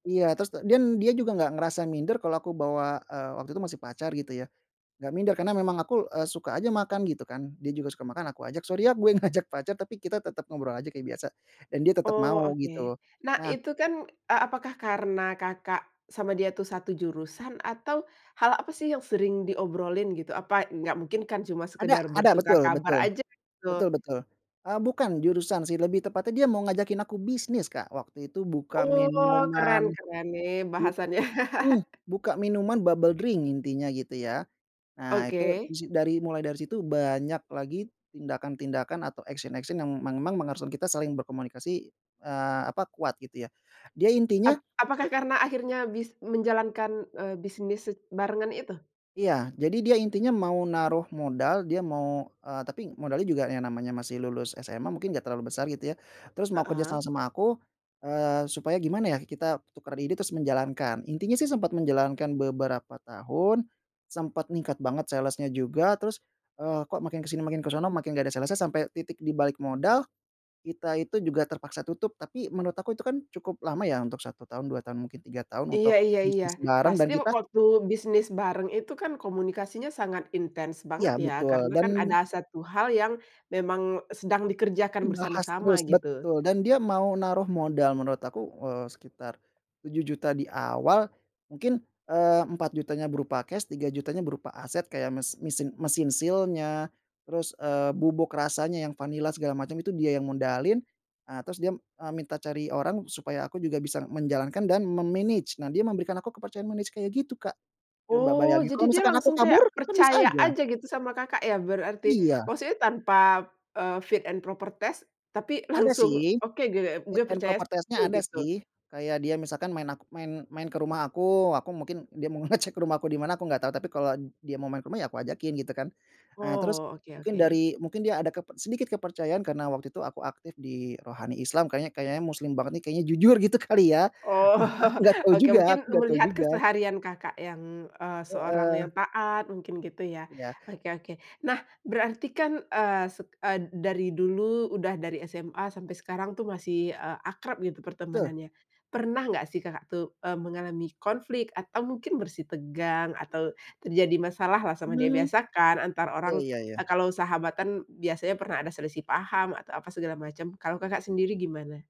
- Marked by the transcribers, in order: laughing while speaking: "ngajak"; in English: "bubble drink"; chuckle; tapping; in English: "action-action"; "yang memang" said as "mangmang"; in English: "sales-nya"; in English: "sales-nya"; in English: "seal-nya"; in English: "me-manage"; in English: "manage"; in English: "fit and proper test"; laughing while speaking: "langsung"; in English: "Fit and proper test-nya"; laughing while speaking: "ngecek"; laughing while speaking: "Oh"; laughing while speaking: "kali, ya. Aku"
- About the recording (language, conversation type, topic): Indonesian, podcast, Bisakah kamu menceritakan pertemuan tak terduga yang berujung pada persahabatan yang erat?